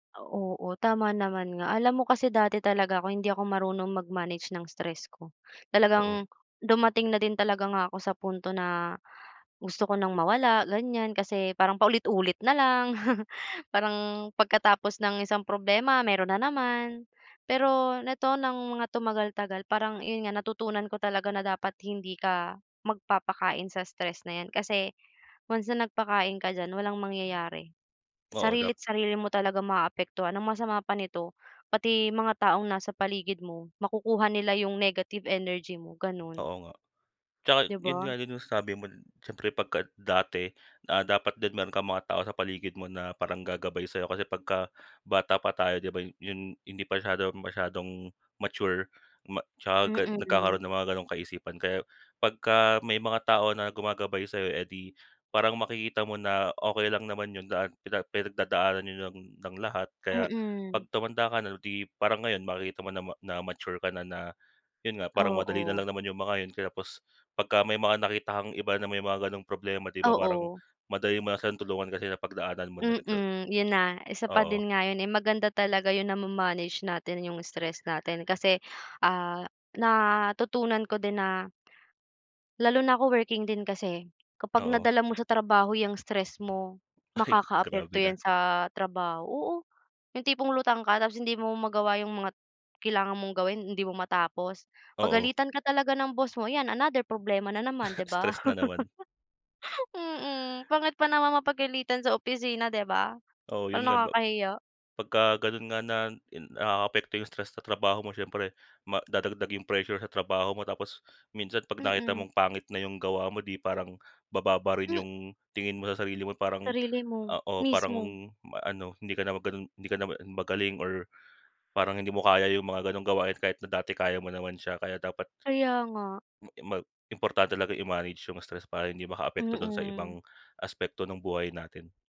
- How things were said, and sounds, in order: tapping; chuckle; other background noise; laughing while speaking: "Ay"; laugh; gasp
- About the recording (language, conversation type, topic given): Filipino, unstructured, Paano mo inilalarawan ang pakiramdam ng stress sa araw-araw?